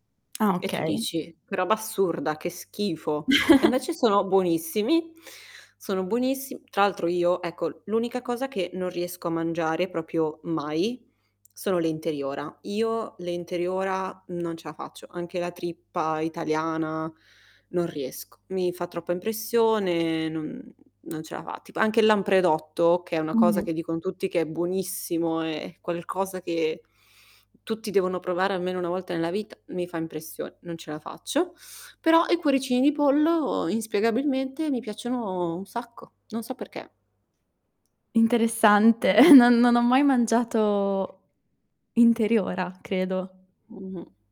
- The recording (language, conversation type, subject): Italian, unstructured, Qual è stato il pasto più strano che tu abbia mai mangiato?
- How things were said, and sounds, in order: mechanical hum; chuckle; "proprio" said as "propio"; static; tapping; teeth sucking; chuckle